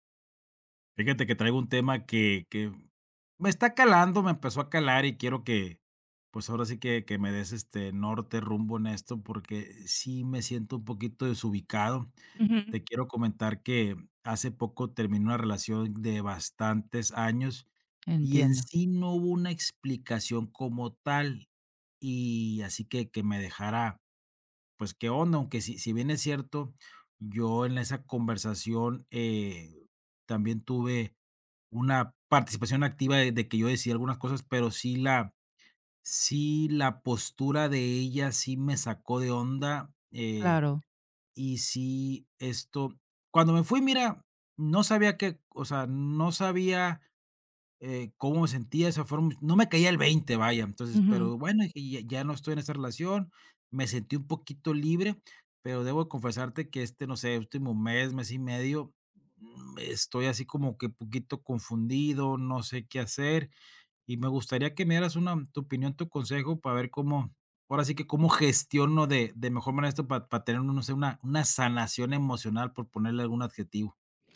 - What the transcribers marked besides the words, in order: other background noise; tapping
- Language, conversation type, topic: Spanish, advice, ¿Cómo puedo afrontar una ruptura inesperada y sin explicación?